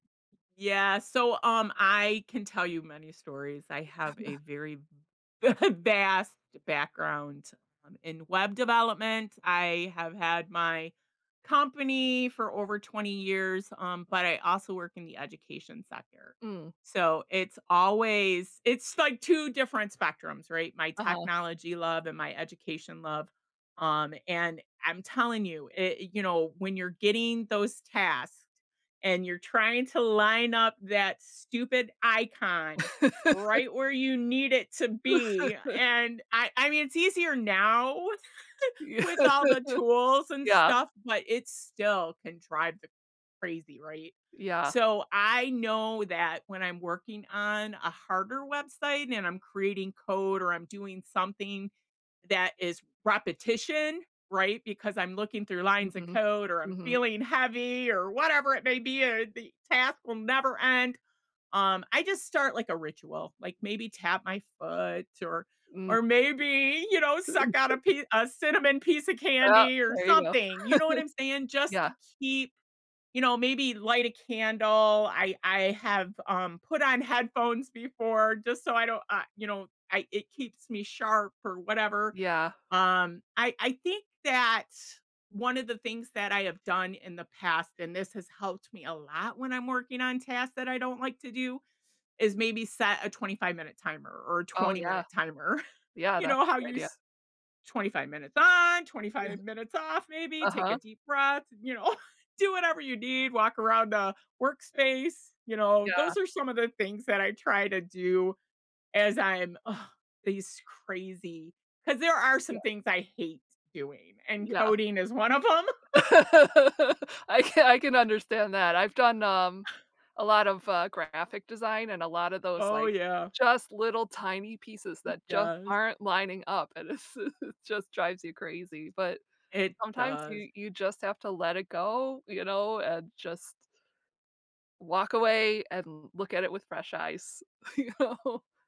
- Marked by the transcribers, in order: chuckle; laugh; laughing while speaking: "Yeah"; unintelligible speech; chuckle; scoff; chuckle; chuckle; laugh; laughing while speaking: "can"; laugh; scoff; laughing while speaking: "it s"; laughing while speaking: "you know"
- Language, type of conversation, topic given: English, unstructured, How do you handle goals that start out fun but eventually become a grind?
- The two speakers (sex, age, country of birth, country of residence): female, 40-44, United States, United States; female, 55-59, United States, United States